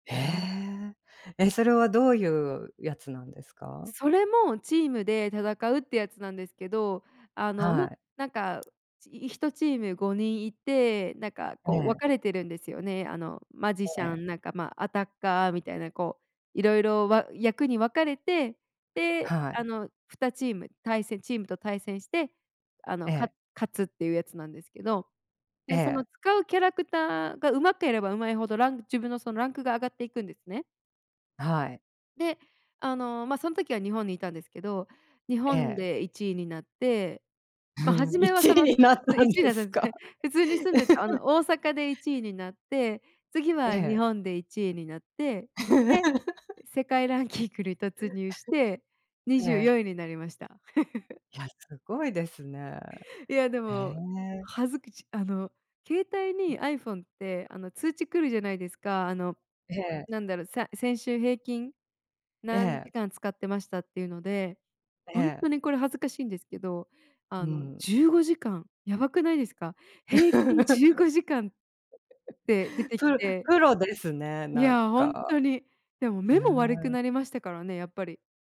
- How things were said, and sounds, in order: laughing while speaking: "いちい になったんですか？"; laugh; laugh; laughing while speaking: "ランキングに"; laugh; chuckle; other background noise; laugh
- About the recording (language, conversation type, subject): Japanese, podcast, 今一番夢中になっていることは何ですか?